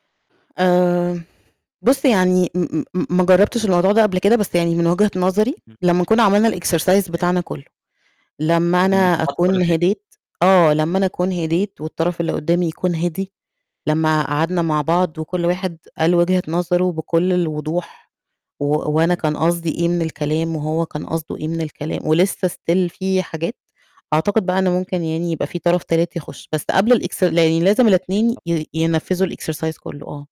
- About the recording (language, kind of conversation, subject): Arabic, podcast, إزاي بتتعامل مع سوء الفهم؟
- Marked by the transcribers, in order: in English: "الExercise"; unintelligible speech; in English: "Still"; distorted speech; unintelligible speech; in English: "الExercise"